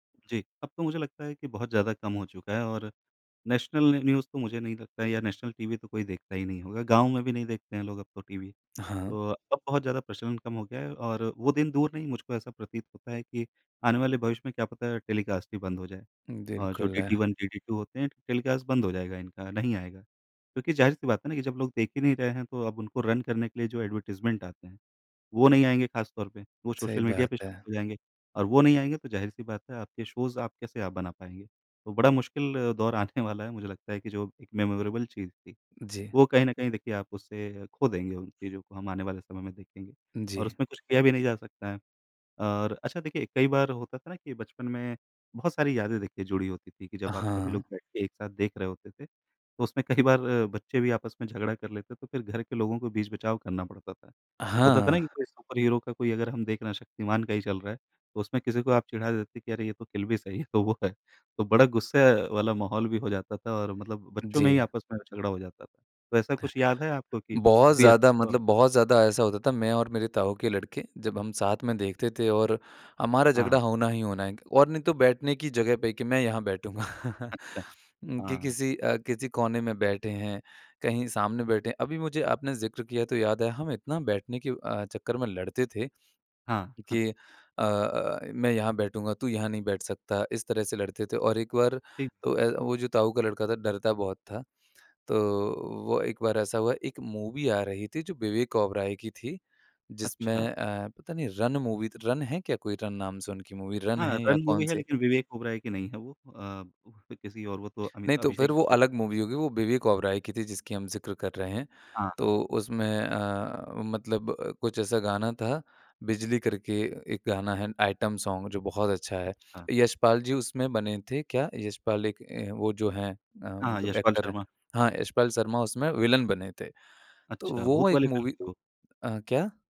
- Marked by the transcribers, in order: in English: "न न्यूज़"; in English: "टेलीकास्ट"; in English: "रन"; in English: "एडवर्टाइजमेंट"; in English: "शोज़"; laughing while speaking: "आने"; in English: "मेमोरेबल"; laughing while speaking: "तो वो है"; unintelligible speech; laughing while speaking: "बैठूँगा"; in English: "मूवी"; in English: "मूवी"; in English: "मूवी"; in English: "मूवी"; in English: "आइटम सॉन्ग"; in English: "एक्टर"; in English: "मूवी"
- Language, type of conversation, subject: Hindi, podcast, बचपन के कौन से टीवी कार्यक्रम आपको सबसे ज़्यादा याद आते हैं?